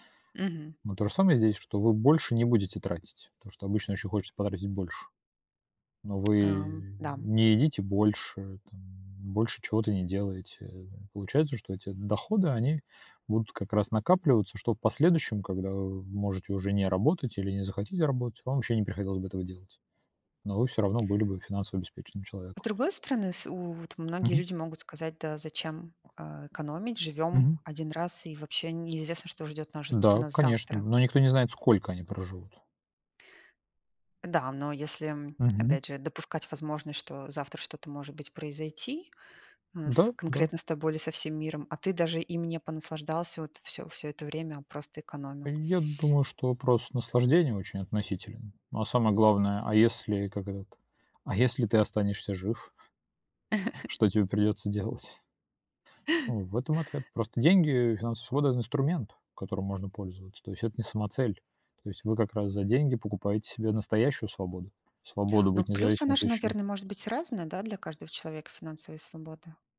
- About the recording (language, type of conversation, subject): Russian, unstructured, Что для вас значит финансовая свобода?
- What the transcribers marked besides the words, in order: tapping; other background noise; chuckle